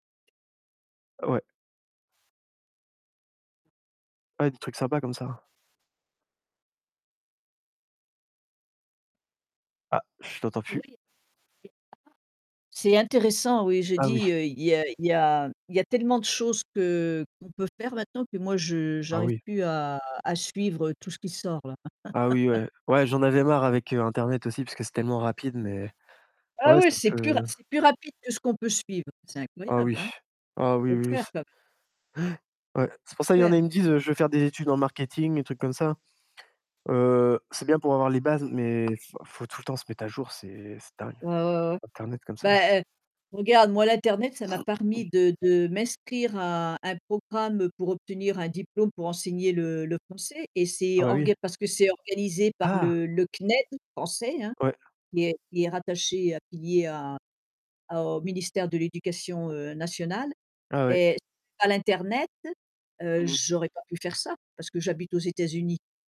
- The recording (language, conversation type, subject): French, unstructured, Comment la technologie change-t-elle notre façon d’apprendre ?
- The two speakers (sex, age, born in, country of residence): female, 65-69, France, United States; male, 30-34, France, France
- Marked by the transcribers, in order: distorted speech; unintelligible speech; laugh; other background noise; tapping; throat clearing; "permis" said as "parmis"; static; surprised: "Ah !"